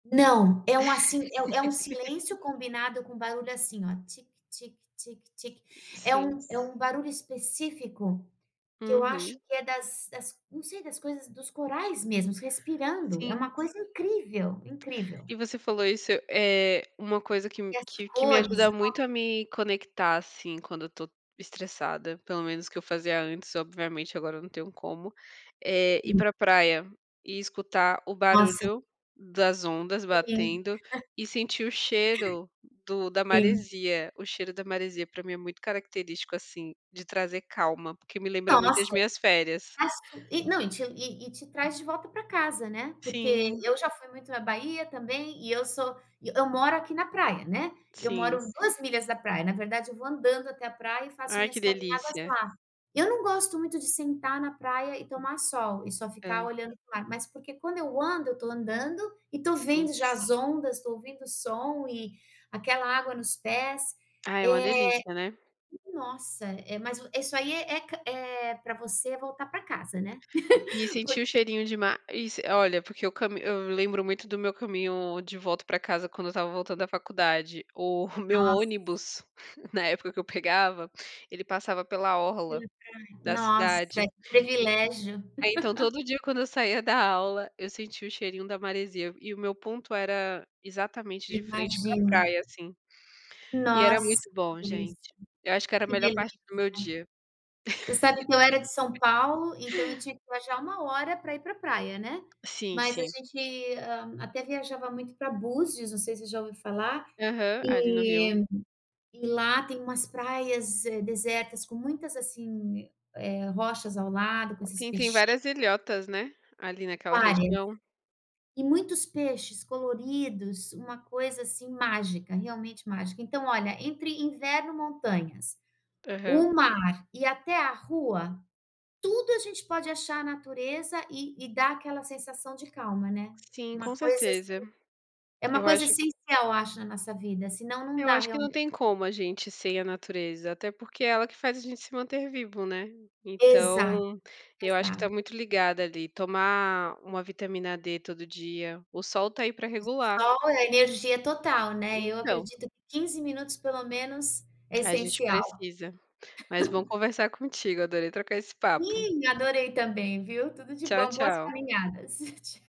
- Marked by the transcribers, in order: laugh; tapping; other background noise; chuckle; chuckle; chuckle; laugh; laugh; chuckle
- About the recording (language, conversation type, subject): Portuguese, unstructured, Você acredita que a natureza pode ajudar a aliviar o estresse?